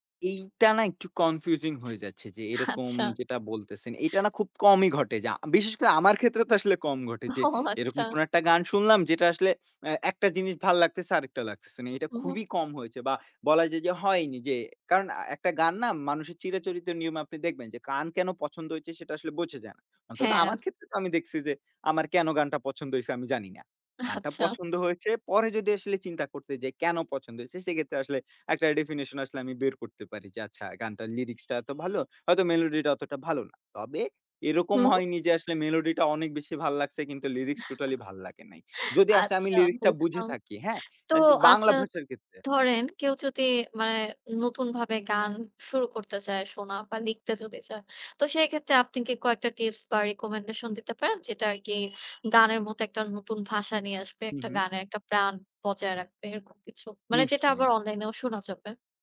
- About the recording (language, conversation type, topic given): Bengali, podcast, কোন ভাষার গান আপনাকে সবচেয়ে বেশি আকর্ষণ করে?
- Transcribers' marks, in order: laughing while speaking: "ও আচ্ছা"; laughing while speaking: "আচ্ছা"; in English: "ডেফিনিশন"; chuckle; in English: "রিকমেন্ডেশন"; horn